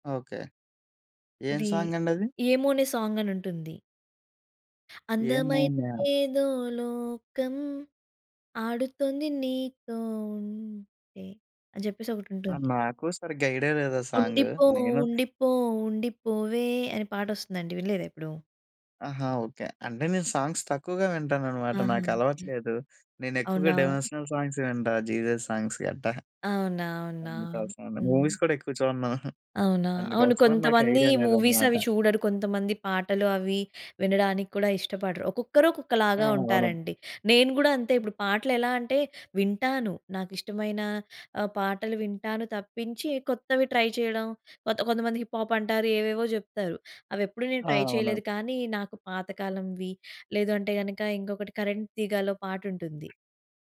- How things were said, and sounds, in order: in English: "సాంగ్"; singing: "అందమైన‌దేదో లోకం. ఆడు‌తొంది నీతో ఉంటే"; singing: "ఉండిపో ఉండిపో ఉండిపోవే"; in English: "సాంగ్"; in English: "సాంగ్స్"; in English: "డివోషనల్ సాంగ్స్"; in English: "జీసస్ సాంగ్స్"; in English: "మూవీస్"; giggle; in English: "మూవీస్"; in English: "ట్రై"; in English: "హిప్ హాప్"; in English: "ట్రై"
- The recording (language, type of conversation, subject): Telugu, podcast, మీ జీవితాన్ని ప్రతినిధ్యం చేసే నాలుగు పాటలను ఎంచుకోవాలంటే, మీరు ఏ పాటలను ఎంచుకుంటారు?